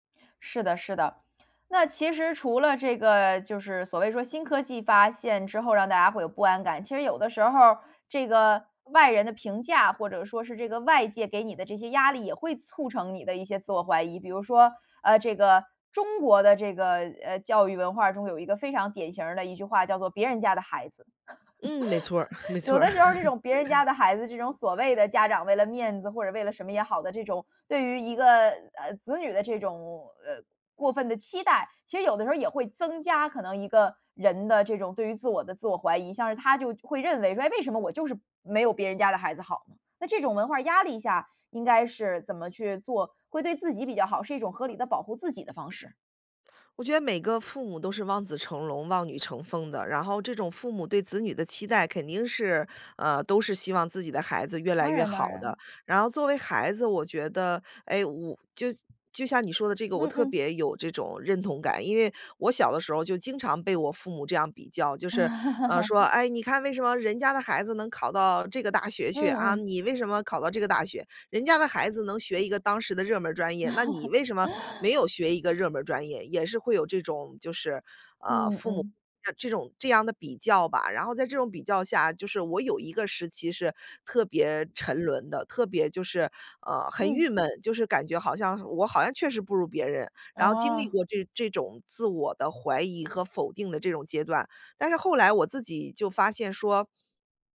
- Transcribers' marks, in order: laugh; chuckle; chuckle; chuckle; unintelligible speech
- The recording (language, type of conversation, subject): Chinese, podcast, 你如何处理自我怀疑和不安？